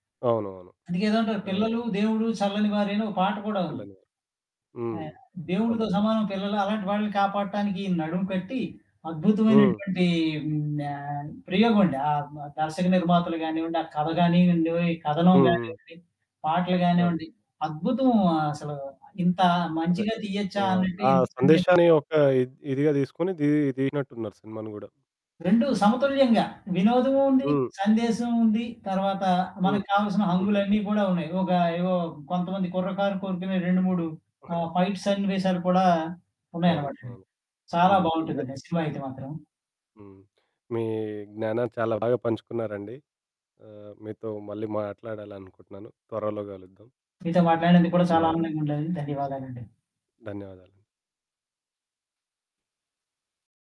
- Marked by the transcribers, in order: static; in English: "ఫైట్"
- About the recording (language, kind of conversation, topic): Telugu, podcast, వినోదం, సందేశం మధ్య సమతుల్యాన్ని మీరు ఎలా నిలుపుకుంటారు?